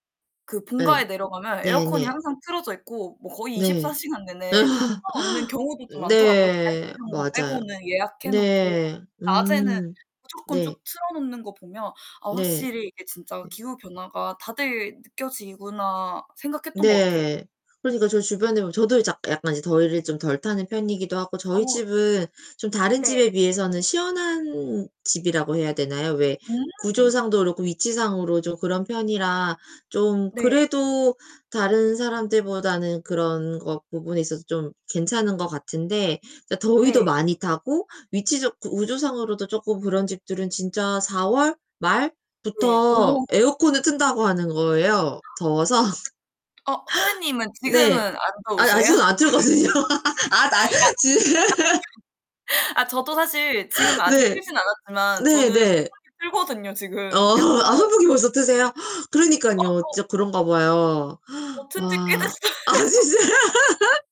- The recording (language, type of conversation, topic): Korean, unstructured, 기후 변화가 우리 삶에 어떤 영향을 미칠까요?
- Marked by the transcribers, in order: laugh; laughing while speaking: "이십 사 시간"; distorted speech; other background noise; laughing while speaking: "더워서"; laughing while speaking: "더우세요?"; laugh; laughing while speaking: "틀었거든요. 아 나 지"; laugh; laughing while speaking: "어 아"; gasp; laughing while speaking: "됐어요"; laughing while speaking: "아 진짜"; laugh